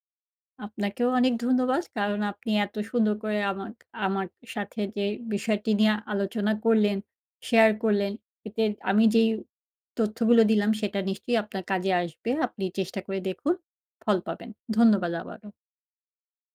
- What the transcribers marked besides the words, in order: none
- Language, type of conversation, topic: Bengali, advice, বিরতি থেকে কাজে ফেরার পর আবার মনোযোগ ধরে রাখতে পারছি না—আমি কী করতে পারি?